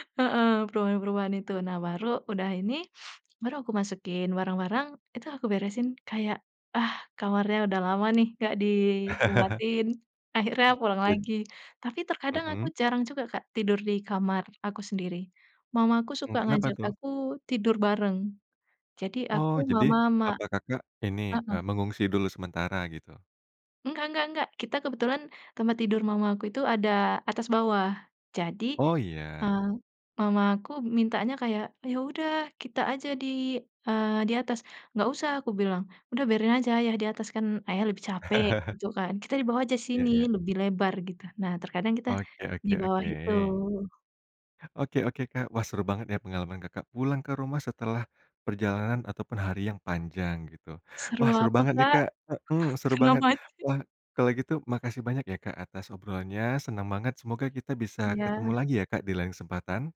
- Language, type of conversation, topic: Indonesian, podcast, Bagaimana rasanya pulang ke rumah setelah menjalani hari yang panjang?
- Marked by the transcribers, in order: chuckle; chuckle; other background noise; laughing while speaking: "Kena macet"